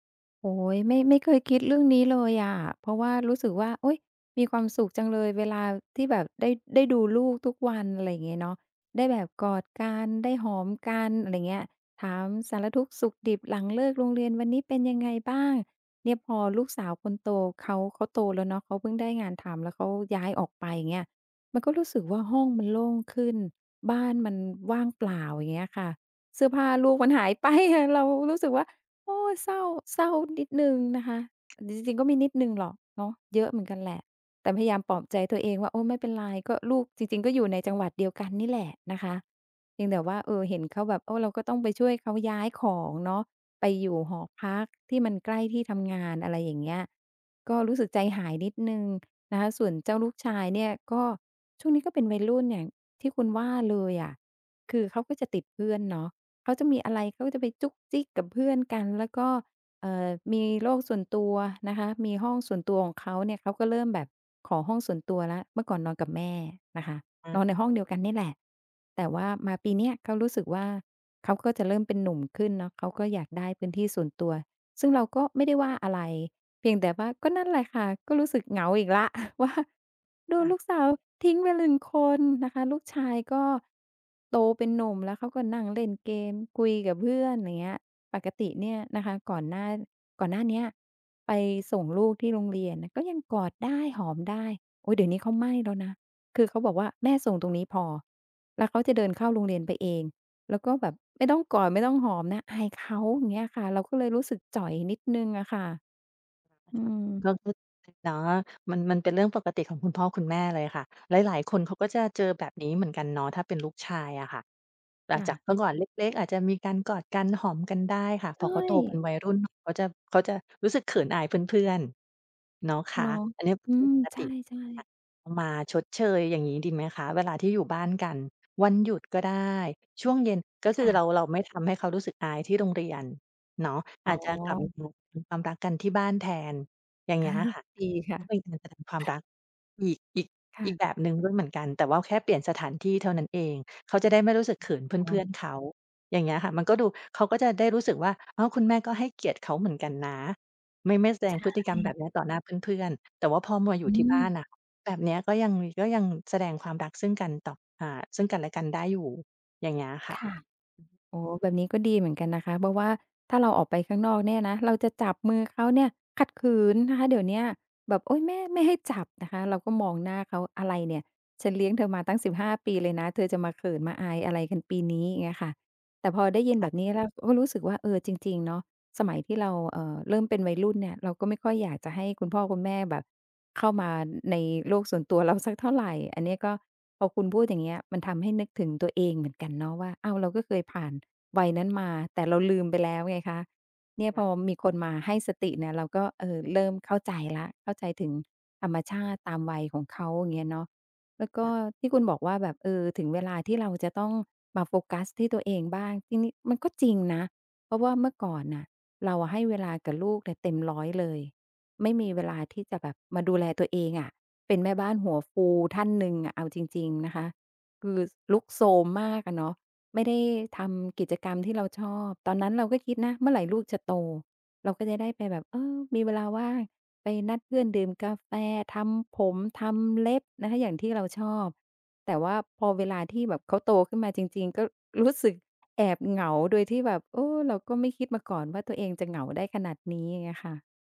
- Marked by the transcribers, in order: other background noise; stressed: "ไป"; tapping; chuckle; unintelligible speech; chuckle
- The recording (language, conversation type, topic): Thai, advice, คุณรับมือกับความรู้สึกว่างเปล่าและไม่มีเป้าหมายหลังจากลูกโตแล้วอย่างไร?
- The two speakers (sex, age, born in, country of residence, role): female, 45-49, Thailand, Thailand, advisor; female, 50-54, Thailand, Thailand, user